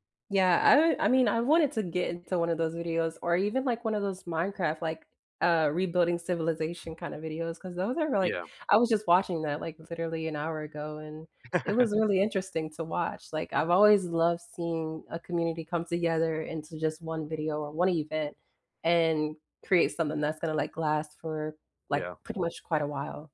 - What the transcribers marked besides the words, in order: other background noise; tapping; chuckle
- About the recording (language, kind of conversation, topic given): English, unstructured, What hobby reminds you of happier times?
- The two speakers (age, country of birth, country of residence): 18-19, United States, United States; 20-24, United States, United States